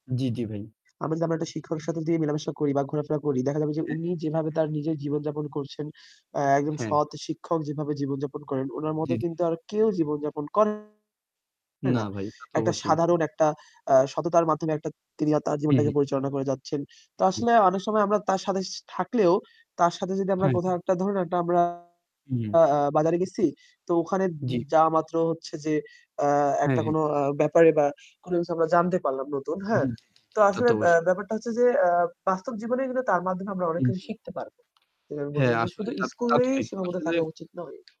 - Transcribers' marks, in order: static; other background noise; distorted speech; tapping
- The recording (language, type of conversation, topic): Bengali, unstructured, শিক্ষকেরা কীভাবে শিক্ষার্থীদের অনুপ্রাণিত করেন?